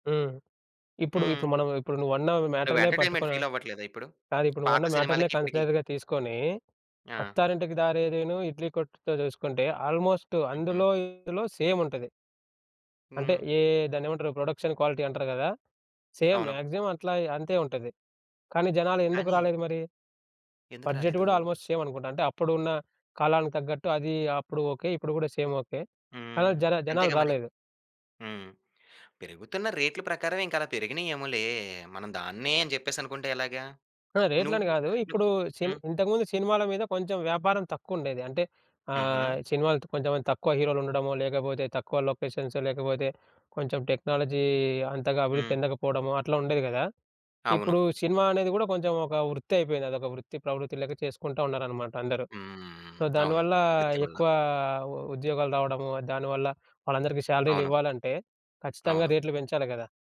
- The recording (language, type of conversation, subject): Telugu, podcast, పాత రోజుల సినిమా హాల్‌లో మీ అనుభవం గురించి చెప్పగలరా?
- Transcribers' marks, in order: in English: "ఎంటర్టైన్మెంట్ ఫీల్"; tapping; in English: "కన్సిడర్‌గా"; in English: "ఆల్మోస్ట్"; in English: "సేమ్"; in English: "ప్రొడక్షన్ క్వాలిటీ"; in English: "సేమ్. మాక్సిమం"; in English: "బడ్జెట్"; in English: "ఆల్మోస్ట్ సేమ్"; in English: "సేమ్ ఓకే"; in English: "లొకేషన్స్"; in English: "టెక్నాలజీ"; in English: "సో"